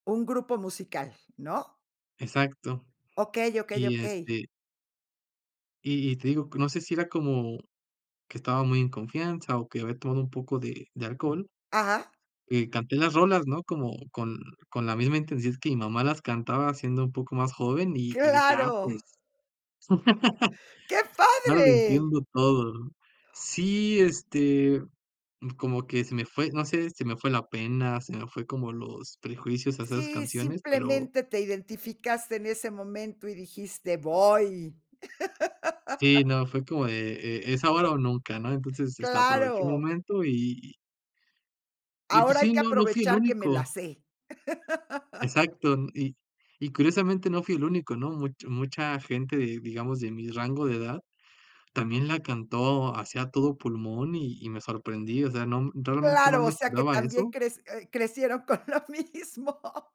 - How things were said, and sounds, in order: laugh; tapping; laugh; laugh; laughing while speaking: "con lo mismo"
- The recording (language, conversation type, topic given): Spanish, podcast, ¿Cómo influye la música de tu familia en tus gustos?